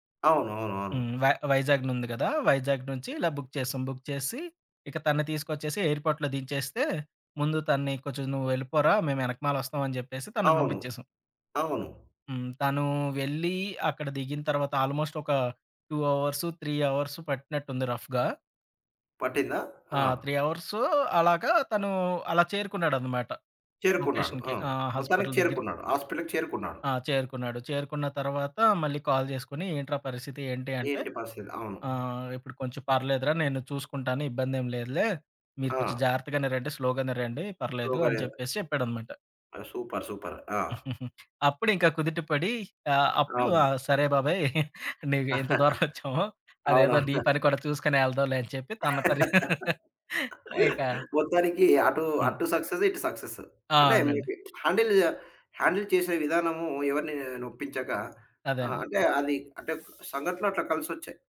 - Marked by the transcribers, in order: tapping; other background noise; in English: "బుక్"; in English: "బుక్"; in English: "ఎయిర్‌పోర్ట్‌లో"; in English: "ఆల్మోస్ట్"; in English: "టూ అవర్స్, త్రీ అవర్స్"; in English: "రఫ్‌గా"; in English: "త్రీ అవర్స్"; in English: "లొకేషన్‌కి"; in English: "కాల్"; in English: "స్లోగానే"; in English: "స్లోగా"; in English: "సూపర్. సూపర్"; giggle; laughing while speaking: "బాబయి! నీకు ఇంత దూరం వచ్చాము … చెప్పి తన పని"; laughing while speaking: "అవును"; laugh; in English: "సక్సెస్"; in English: "సక్సెస్"; in English: "హ్యాండిల్, హ్యాండిల్"
- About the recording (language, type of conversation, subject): Telugu, podcast, మధ్యలో విభేదాలున్నప్పుడు నమ్మకం నిలబెట్టుకోవడానికి మొదటి అడుగు ఏమిటి?